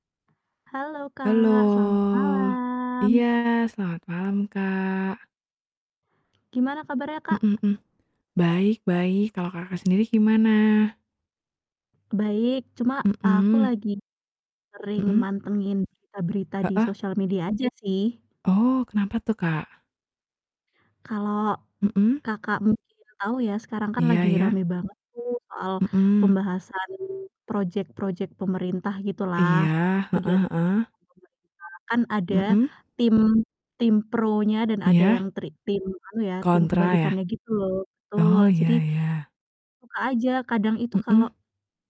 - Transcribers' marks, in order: drawn out: "Halo"; distorted speech
- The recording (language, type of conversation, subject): Indonesian, unstructured, Mengapa banyak orang kehilangan kepercayaan terhadap pemerintah?